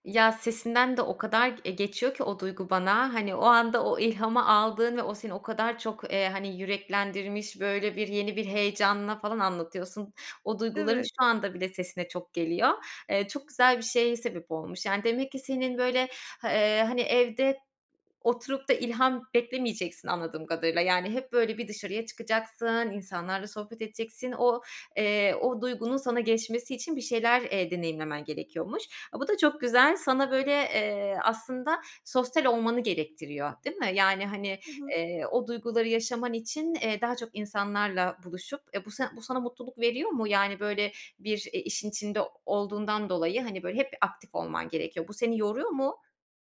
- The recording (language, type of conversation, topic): Turkish, podcast, Anlık ilham ile planlı çalışma arasında nasıl gidip gelirsin?
- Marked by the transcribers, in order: none